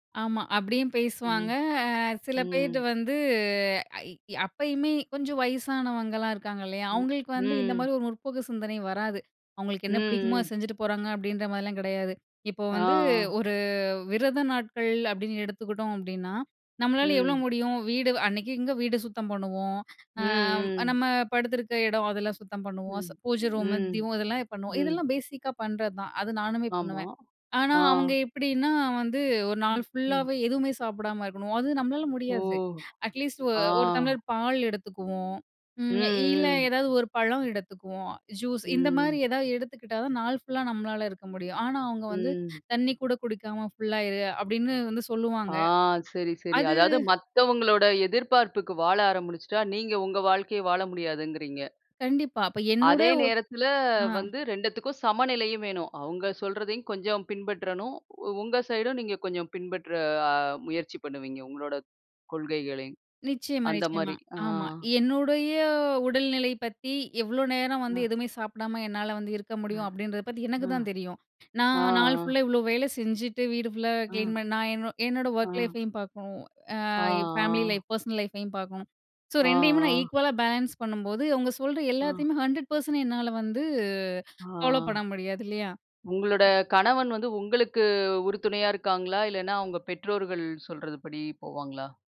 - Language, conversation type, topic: Tamil, podcast, ஒரு வழிகாட்டியின் கருத்து உங்கள் முடிவுகளைப் பாதிக்கும்போது, அதை உங்கள் சொந்த விருப்பத்துடனும் பொறுப்புடனும் எப்படி சமநிலைப்படுத்திக் கொள்கிறீர்கள்?
- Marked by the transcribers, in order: in English: "ஸோ"; in English: "ஈக்குவலா பேலன்ஸ்"; other noise